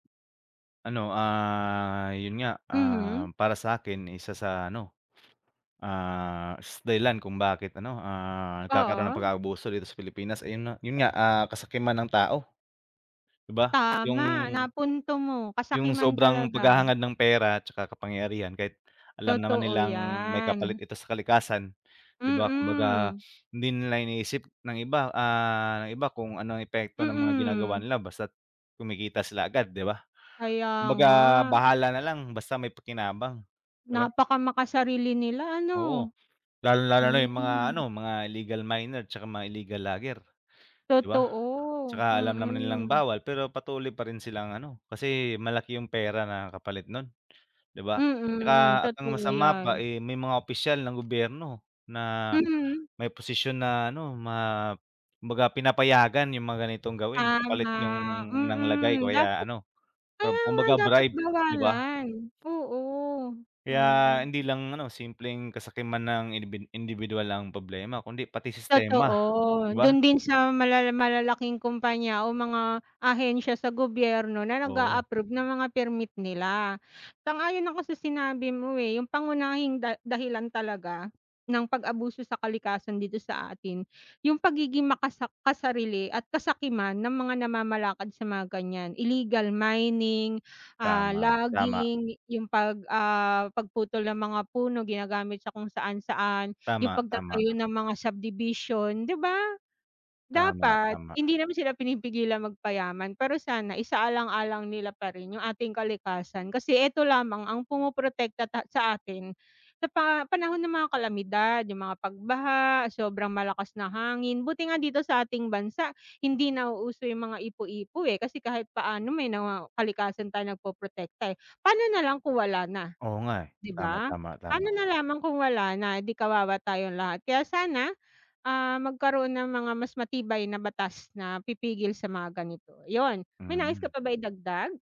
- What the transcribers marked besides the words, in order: other background noise; dog barking
- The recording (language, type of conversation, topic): Filipino, unstructured, Ano ang opinyon mo tungkol sa pag-abuso sa ating mga likas na yaman?